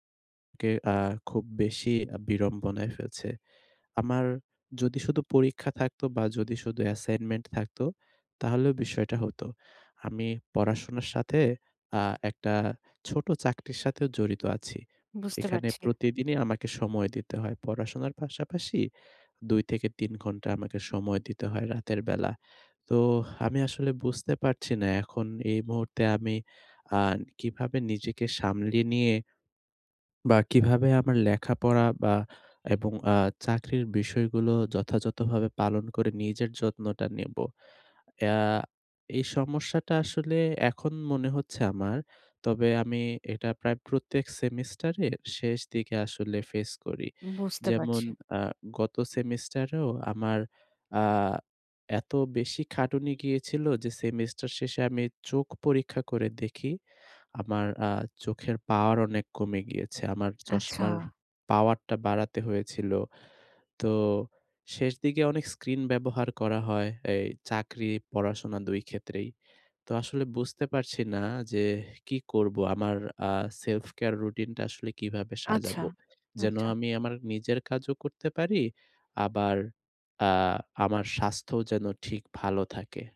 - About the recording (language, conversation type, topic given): Bengali, advice, সপ্তাহান্তে ভ্রমণ বা ব্যস্ততা থাকলেও টেকসইভাবে নিজের যত্নের রুটিন কীভাবে বজায় রাখা যায়?
- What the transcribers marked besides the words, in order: sad: "তো, আমি আসলে বুঝতে পারছি না"; other background noise; in English: "self-care"